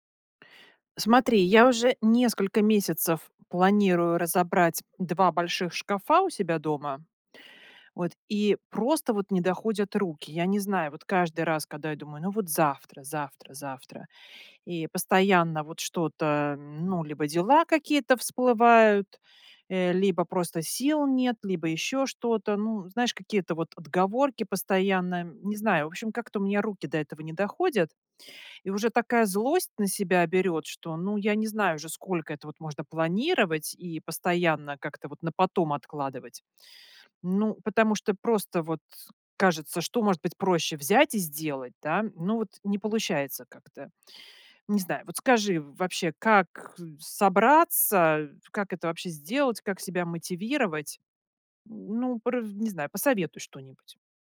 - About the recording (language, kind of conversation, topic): Russian, advice, Как постоянные отвлечения мешают вам завершить запланированные дела?
- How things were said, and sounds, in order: "когда" said as "када"